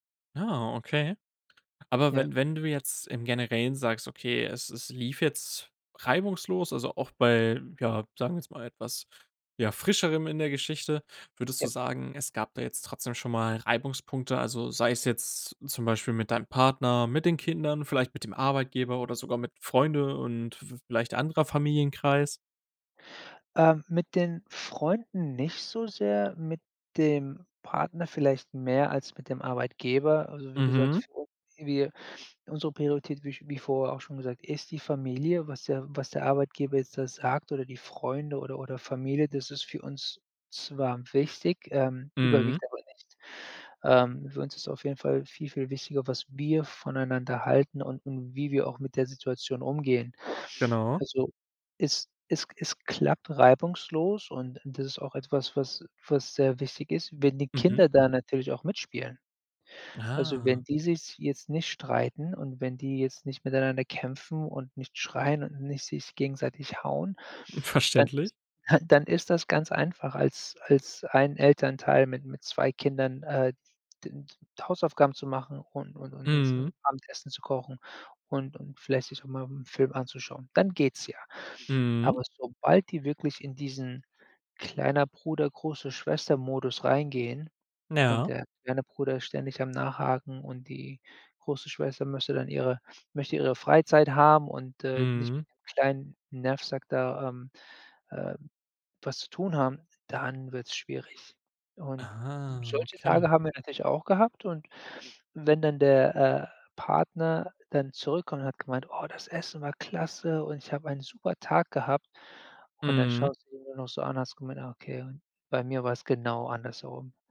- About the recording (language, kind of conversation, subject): German, podcast, Wie teilt ihr Elternzeit und Arbeit gerecht auf?
- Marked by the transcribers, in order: unintelligible speech; chuckle